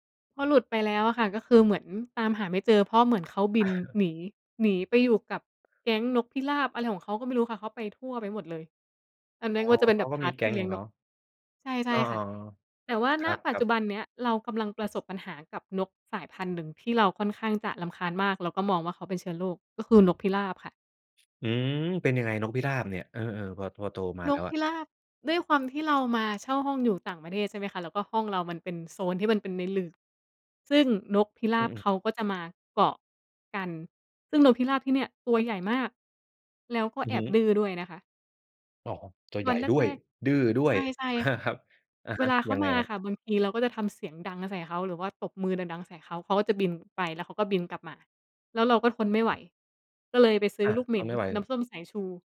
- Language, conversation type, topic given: Thai, podcast, เสียงนกหรือเสียงลมส่งผลต่ออารมณ์ของคุณอย่างไร?
- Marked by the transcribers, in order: chuckle; in English: "พาร์ต"; other background noise; laughing while speaking: "ครับ"